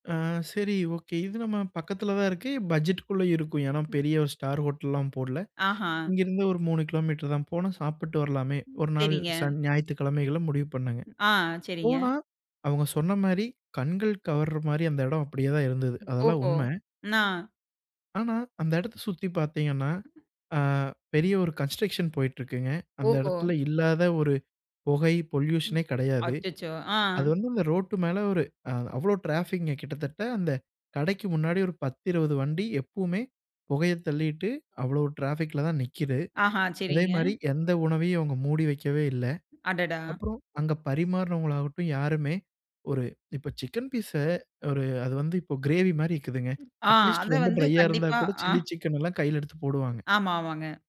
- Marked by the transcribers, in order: in English: "ஸ்டார் ஹோட்டல்லாம்"; other noise; in English: "கன்ஸ்ட்ரக்ஷன்"; in English: "பொல்யூஷனே"; in English: "ட்ராஃபிக்குங்க"; in English: "ட்ராஃபிக்ல"; "இருக்குதுங்க" said as "இக்குதுங்க"; in English: "அட்லீஸ்ட்"; in English: "டிரையா"
- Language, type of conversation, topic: Tamil, podcast, சமூக ஊடகப் பிரபலங்கள் கலாச்சார ருசியை எவ்வாறு கட்டுப்படுத்துகிறார்கள்?